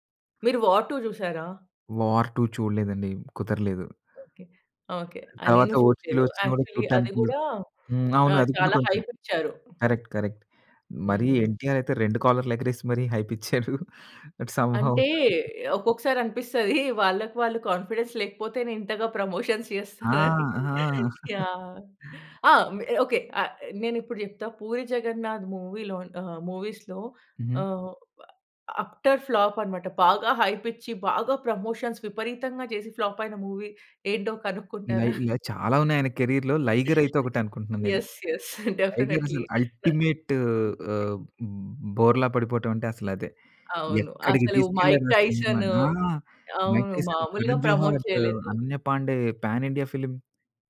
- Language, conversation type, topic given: Telugu, podcast, సోషల్ మీడియాలో వచ్చే హైప్ వల్ల మీరు ఏదైనా కార్యక్రమం చూడాలనే నిర్ణయం మారుతుందా?
- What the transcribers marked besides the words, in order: in English: "యాక్చువ‌ల్లీ"; in English: "హైప్"; in English: "కరెక్ట్. కరెక్ట్"; tapping; in English: "కాలర్"; in English: "హైప్"; chuckle; in English: "బట్ సం హౌ"; in English: "కాన్ఫిడెన్స్"; in English: "ప్రమోషన్స్"; laugh; in English: "మూవీ‌లో"; in English: "మూవీస్‌లో"; in English: "అప్టర్ ఫ్లాప్"; in English: "హైప్"; in English: "ప్రమోషన్స్"; in English: "ఫ్లాప్"; in English: "మూవీ"; giggle; in English: "కేరియర్‌లో"; other background noise; in English: "యెస్, యెస్. డెఫినైట్‌లి"; in English: "అల్టిమేట్"; in English: "ప్రమోట్"; in English: "పాన్ ఇండియా ఫిల్మ్"